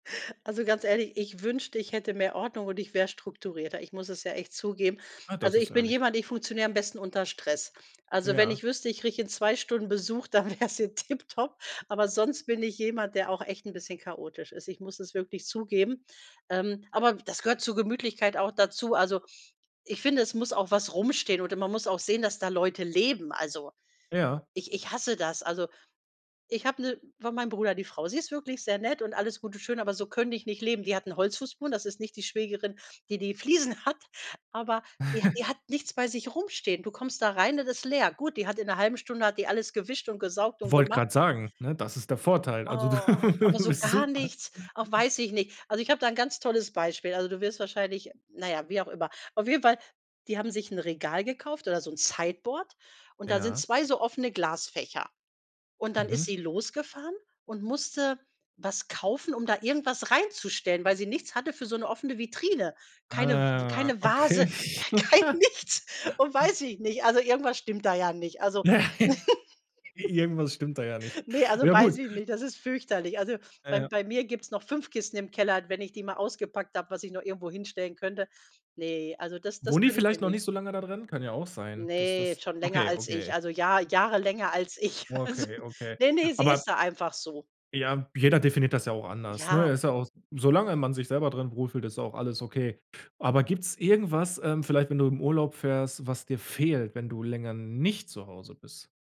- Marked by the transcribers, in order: laughing while speaking: "dann wäre es hier tipptopp"; chuckle; laughing while speaking: "du"; laughing while speaking: "okay"; laugh; laughing while speaking: "kein nichts"; laughing while speaking: "Ja"; chuckle; laughing while speaking: "ich, also"; stressed: "nicht"
- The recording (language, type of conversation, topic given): German, podcast, Was macht für dich ein gemütliches Zuhause aus?